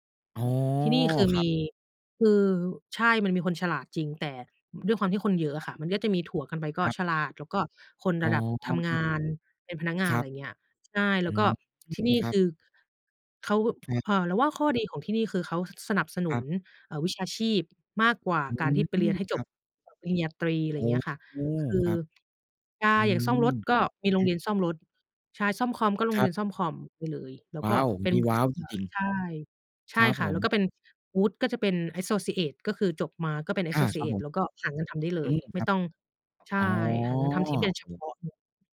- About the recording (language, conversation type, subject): Thai, unstructured, เด็กๆ ควรเรียนรู้อะไรเกี่ยวกับวัฒนธรรมของตนเอง?
- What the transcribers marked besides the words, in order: other background noise; in English: "แอสโซซีเอต"; in English: "แอสโซซีเอต"